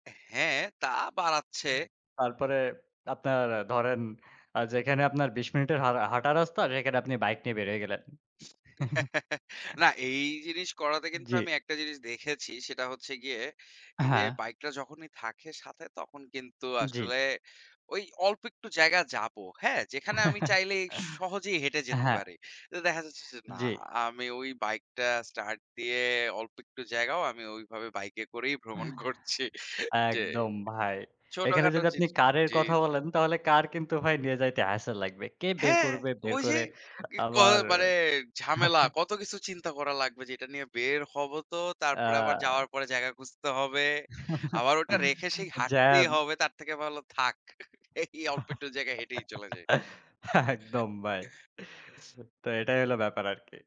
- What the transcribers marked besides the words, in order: chuckle; chuckle; in English: "start"; laughing while speaking: "ভ্রমণ করছি"; chuckle; chuckle; chuckle; laugh; laughing while speaking: "একদম"; chuckle
- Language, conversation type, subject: Bengali, unstructured, আপনার কি মনে হয় প্রযুক্তি আমাদের ব্যক্তিগত জীবনকে নিয়ন্ত্রণ করছে, নাকি প্রযুক্তি ব্যবহারে আমরা নিজেদের আসল মানুষ হিসেবে আরও কম অনুভব করছি?